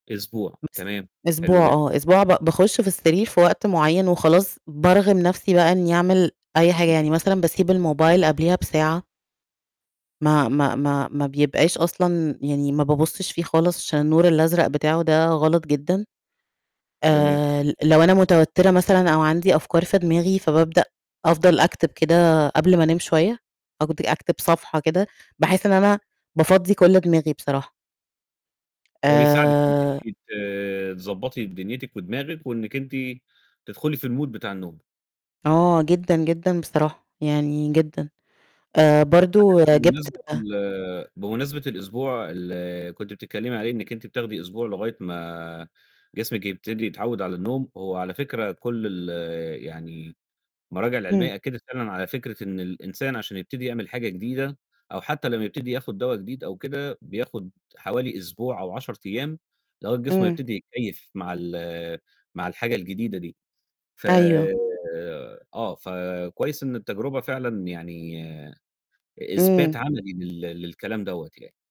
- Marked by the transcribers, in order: tapping; in English: "الmood"; distorted speech; mechanical hum
- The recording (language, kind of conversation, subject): Arabic, podcast, إزاي بتقدر تحافظ على نوم كويس بشكل منتظم؟